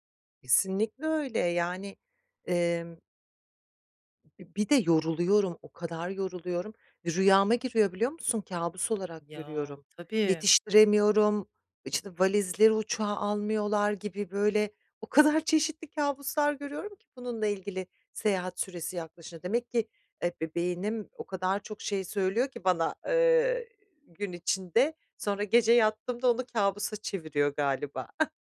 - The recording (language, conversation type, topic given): Turkish, advice, Sevdiklerime uygun ve özel bir hediye seçerken nereden başlamalıyım?
- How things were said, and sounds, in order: chuckle